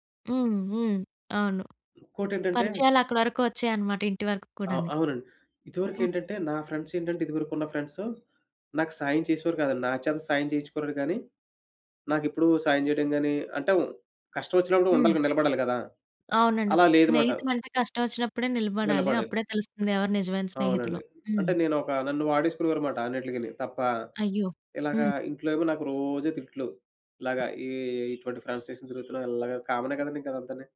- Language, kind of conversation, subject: Telugu, podcast, ఒక సంబంధం మీ జీవిత దిశను మార్చిందా?
- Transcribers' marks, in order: horn; in English: "ఫ్రెండ్స్"; tapping; in English: "ఫ్రెండ్స్"; other street noise; bird; in English: "ఫ్రెండ్స్‌నేసుకుని"; other background noise